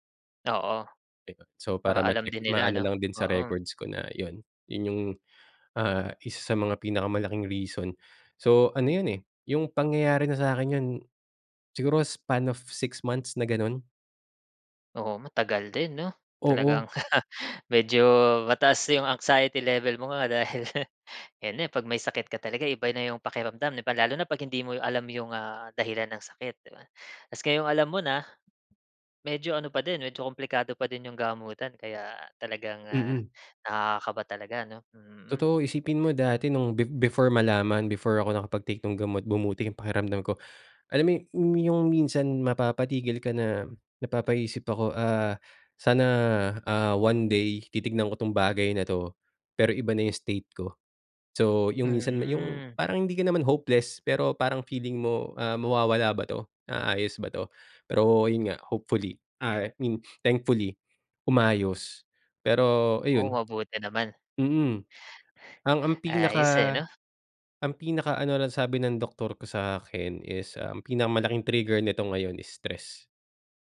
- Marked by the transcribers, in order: chuckle; chuckle
- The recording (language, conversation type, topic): Filipino, podcast, Kapag nalampasan mo na ang isa mong takot, ano iyon at paano mo ito hinarap?